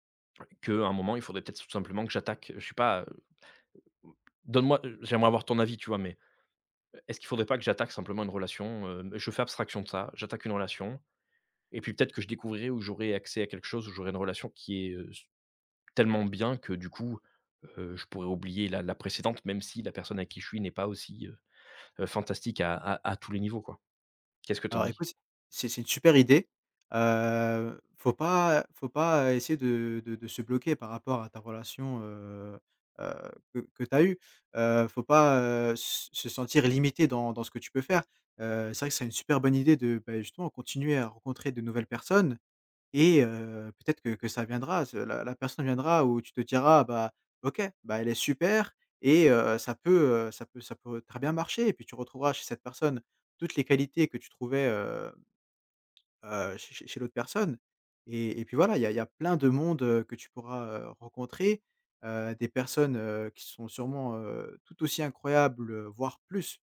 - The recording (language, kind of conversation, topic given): French, advice, Comment as-tu vécu la solitude et le vide après la séparation ?
- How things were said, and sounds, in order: "tout" said as "tsou"